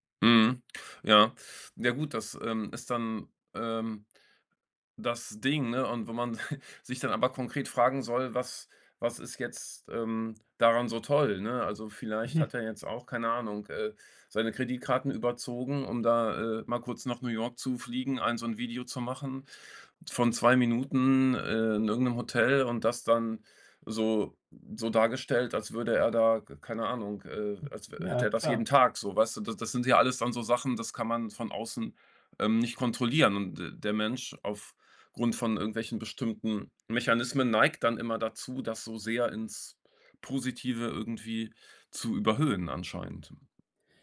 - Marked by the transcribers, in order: chuckle; other noise
- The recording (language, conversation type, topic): German, podcast, Welchen Einfluss haben soziale Medien auf dein Erfolgsempfinden?